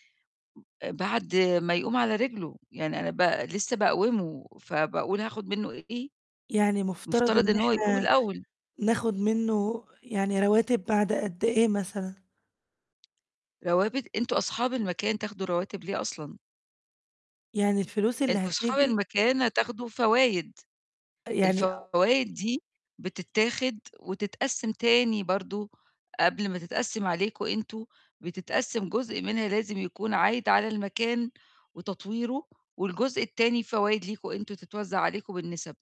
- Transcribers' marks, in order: other noise; distorted speech; tapping; "رواتب" said as "روابت"
- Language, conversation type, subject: Arabic, advice, إزاي أطلب موارد أو ميزانية لمشروع مهم؟